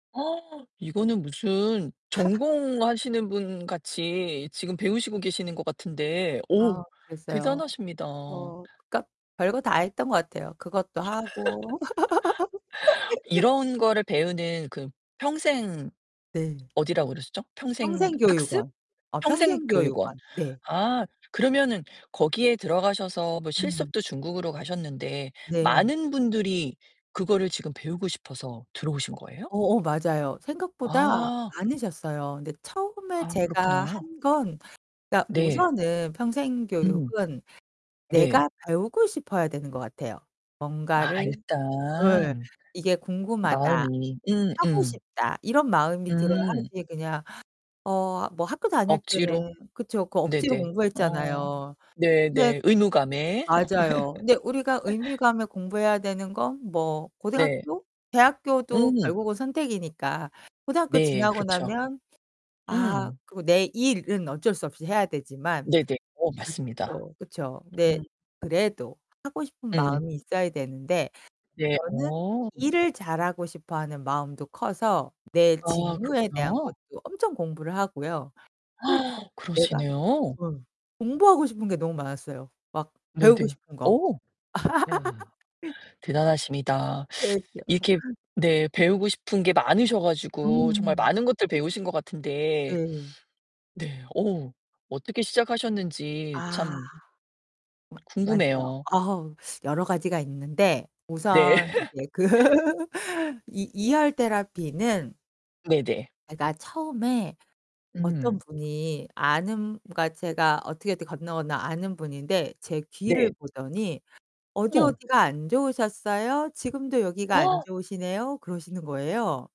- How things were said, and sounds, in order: laugh; distorted speech; laugh; laugh; tapping; other background noise; laugh; gasp; background speech; laugh; unintelligible speech; laugh; laughing while speaking: "그"; laugh; gasp
- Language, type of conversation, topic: Korean, podcast, 평생학습을 시작하려면 어디서부터 시작하면 좋을까요?